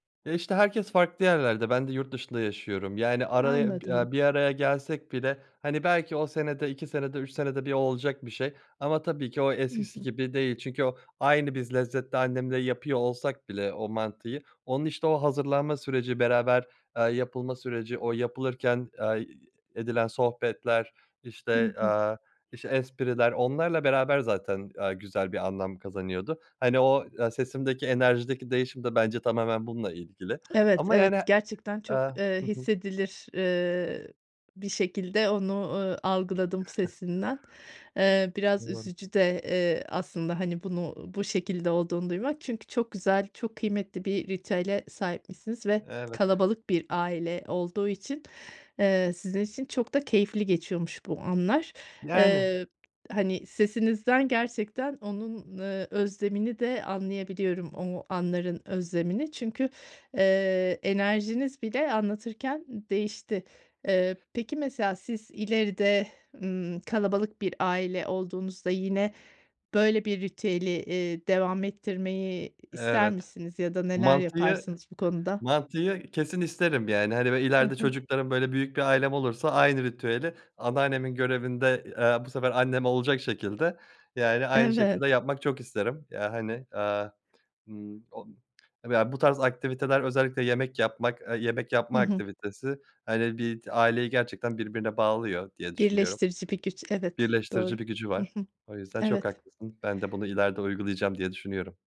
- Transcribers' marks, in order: other background noise; chuckle; tapping
- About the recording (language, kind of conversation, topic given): Turkish, podcast, Yemek hazırlarken ailenizde hangi ritüeller vardı, anlatır mısın?